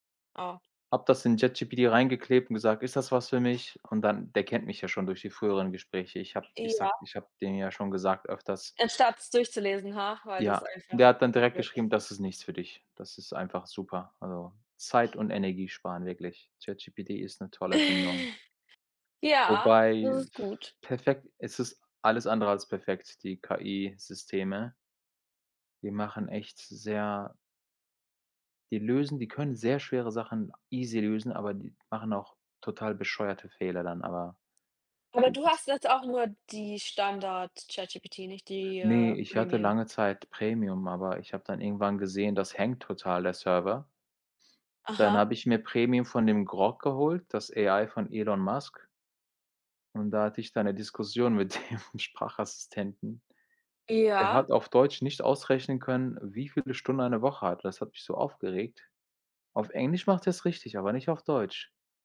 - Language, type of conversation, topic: German, unstructured, Welche wissenschaftliche Entdeckung hat dich glücklich gemacht?
- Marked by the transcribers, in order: chuckle; blowing; in English: "AI"; laughing while speaking: "mit dem Sprachassistenten"